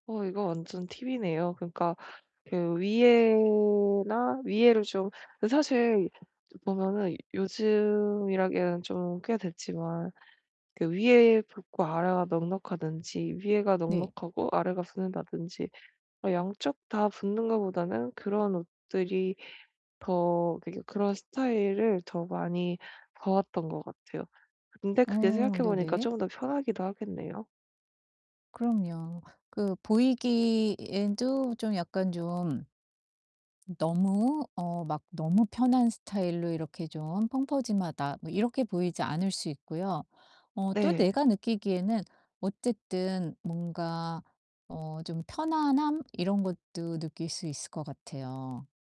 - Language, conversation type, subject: Korean, advice, 편안함과 개성을 모두 살릴 수 있는 옷차림은 어떻게 찾을 수 있을까요?
- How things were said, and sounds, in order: other background noise; drawn out: "위에나"; distorted speech